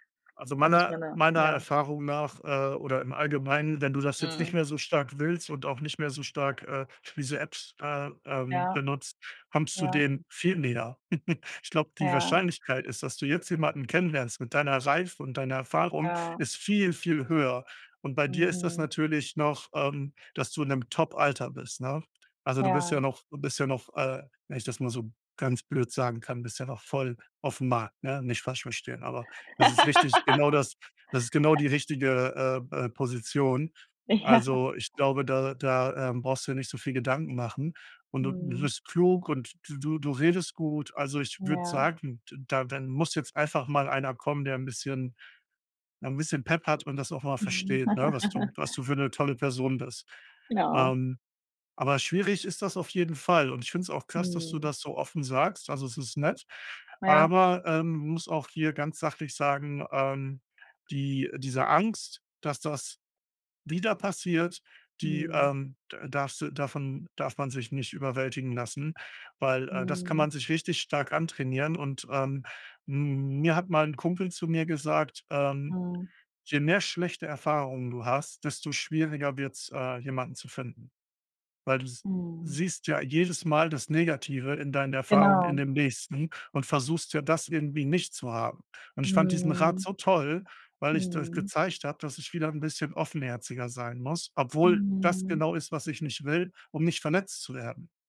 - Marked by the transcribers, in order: chuckle; laugh; laughing while speaking: "Ja"; laugh
- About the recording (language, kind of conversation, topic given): German, advice, Wie gehst du mit Unsicherheit nach einer Trennung oder beim Wiedereinstieg ins Dating um?